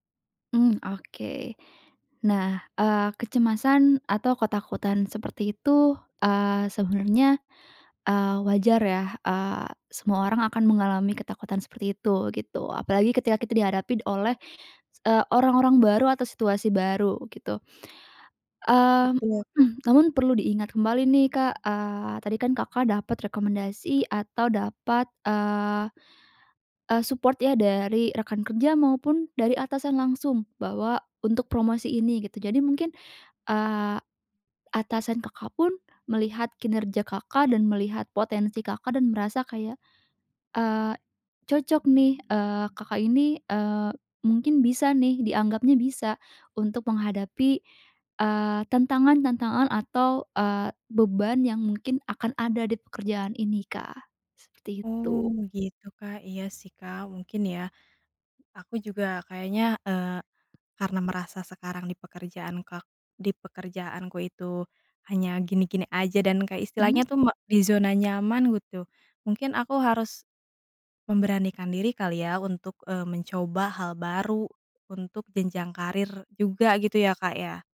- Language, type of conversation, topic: Indonesian, advice, Haruskah saya menerima promosi dengan tanggung jawab besar atau tetap di posisi yang nyaman?
- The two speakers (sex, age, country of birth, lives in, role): female, 20-24, Indonesia, Indonesia, advisor; female, 30-34, Indonesia, Indonesia, user
- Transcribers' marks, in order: throat clearing; in English: "support"; other background noise; tapping